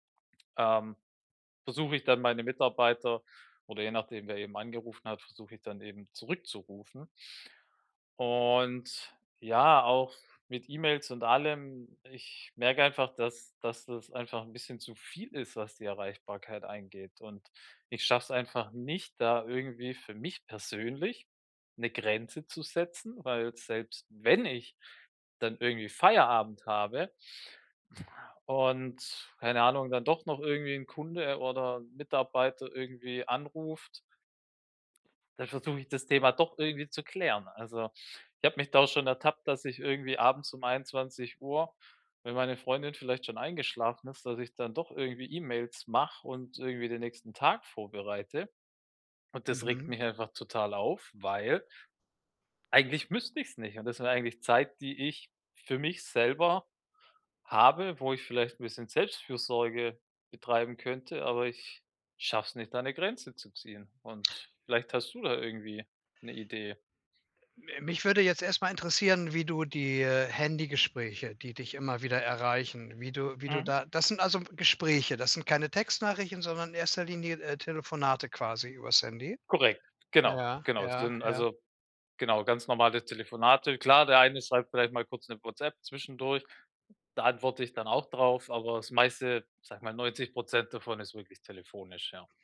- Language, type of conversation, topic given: German, advice, Wie kann ich meine berufliche Erreichbarkeit klar begrenzen?
- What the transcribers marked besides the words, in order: stressed: "wenn"; stressed: "müsste"